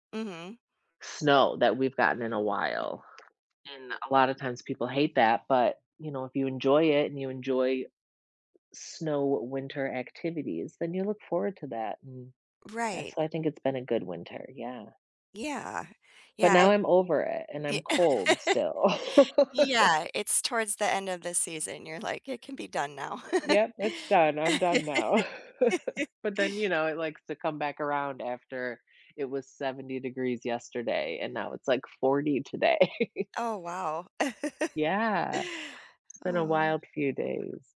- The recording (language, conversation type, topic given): English, unstructured, What are your favorite local outdoor spots, and what memories make them special to you?
- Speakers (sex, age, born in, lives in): female, 40-44, United States, United States; female, 50-54, United States, United States
- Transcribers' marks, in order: other background noise; laugh; laugh; chuckle; laugh; chuckle